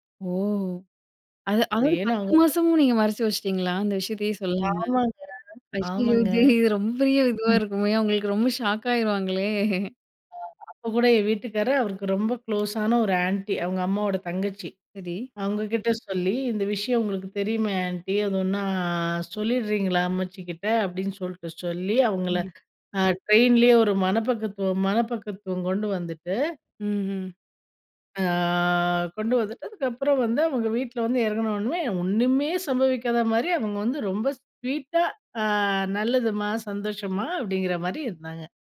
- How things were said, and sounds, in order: laughing while speaking: "ஐயய்யோ! இது ரொம்பயும் இதுவா இருக்குமே! அவங்களுக்கு ரொம்ப ஷாக் ஆயிருவாங்களே!"; other background noise; drawn out: "ஆ"
- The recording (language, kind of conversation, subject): Tamil, podcast, உங்கள் வாழ்க்கை பற்றி பிறருக்கு சொல்லும் போது நீங்கள் எந்த கதை சொல்கிறீர்கள்?